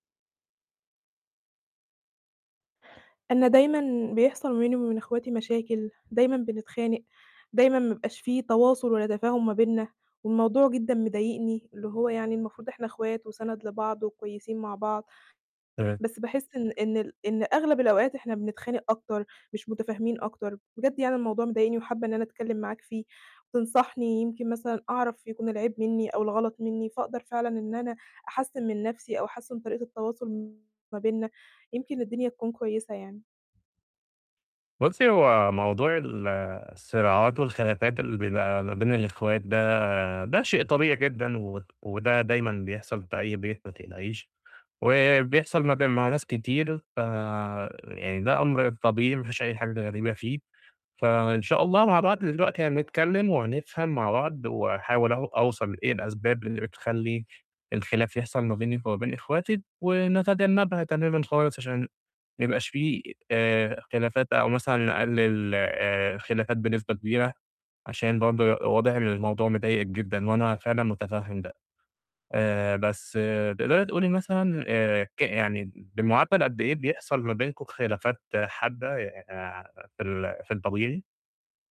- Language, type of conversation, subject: Arabic, advice, إزاي أتحسن في التواصل مع إخواتي عشان نتجنب الخناقات والتصعيد؟
- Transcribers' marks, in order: distorted speech